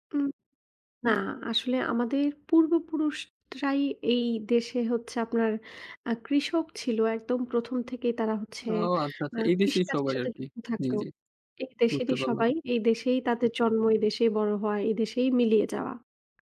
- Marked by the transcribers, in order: tapping
- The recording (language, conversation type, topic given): Bengali, podcast, তোমার পূর্বপুরুষদের কোনো দেশান্তর কাহিনি আছে কি?